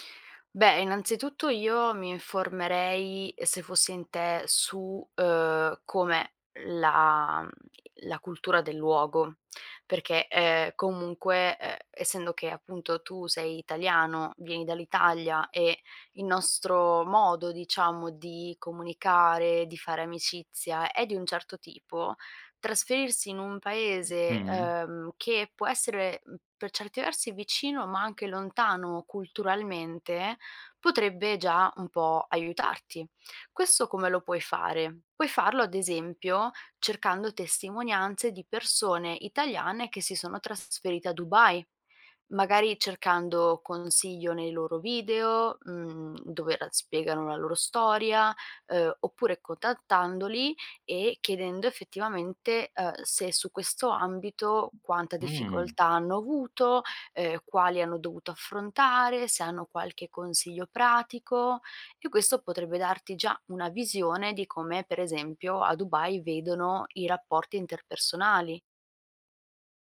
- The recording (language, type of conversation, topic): Italian, advice, Come posso affrontare la solitudine e il senso di isolamento dopo essermi trasferito in una nuova città?
- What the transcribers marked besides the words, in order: other background noise; tapping